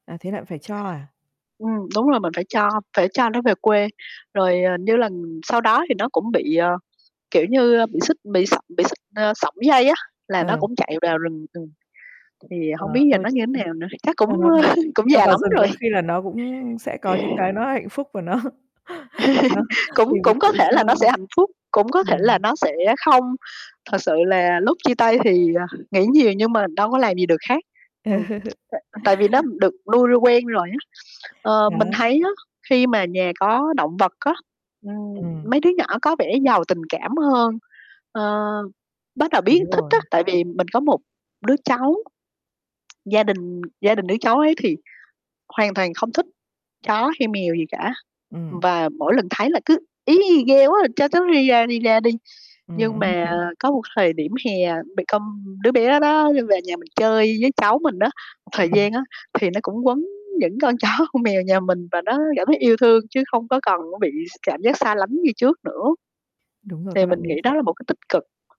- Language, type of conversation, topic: Vietnamese, unstructured, Bạn có nghĩ thú cưng có thể giúp con người giảm căng thẳng không?
- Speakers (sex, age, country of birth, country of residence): female, 40-44, Vietnam, Vietnam; female, 40-44, Vietnam, Vietnam
- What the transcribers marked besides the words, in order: other background noise; tapping; static; distorted speech; laughing while speaking: "ơ"; laughing while speaking: "rồi"; laugh; laughing while speaking: "nó nó"; chuckle; laughing while speaking: "Ờ"; "nuôi-" said as "luôi"; "nuôi" said as "luôi"; chuckle; laughing while speaking: "chó"